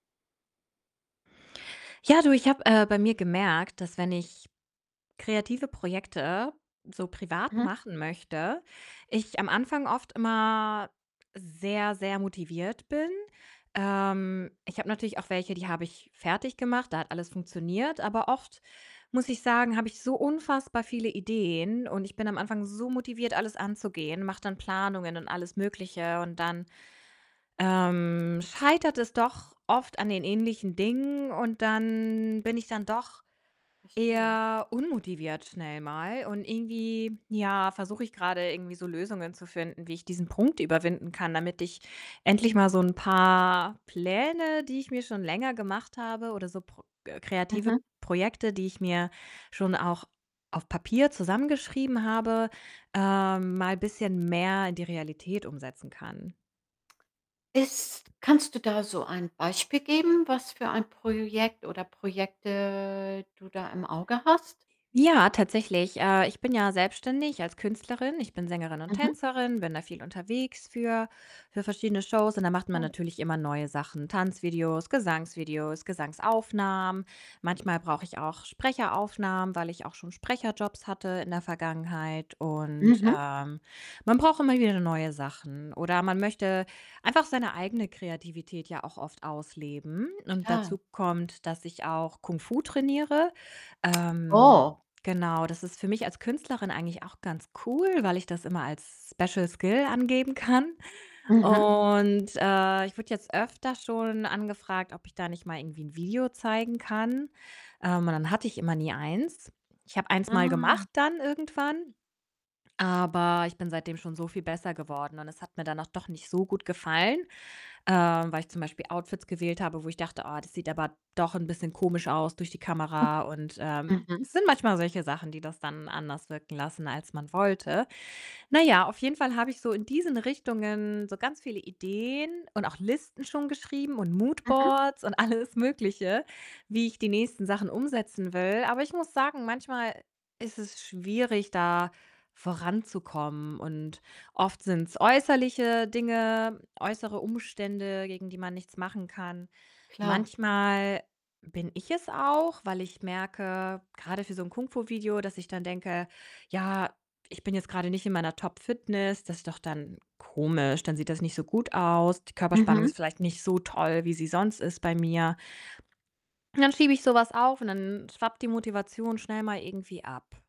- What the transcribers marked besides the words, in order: stressed: "so"; distorted speech; drawn out: "dann"; other background noise; drawn out: "Projekte"; unintelligible speech; in English: "Special Skill"; laughing while speaking: "kann"; in English: "Outfits"; snort; laughing while speaking: "alles"
- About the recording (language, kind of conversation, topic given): German, advice, Warum lässt meine Anfangsmotivation so schnell nach, dass ich Projekte nach wenigen Tagen abbreche?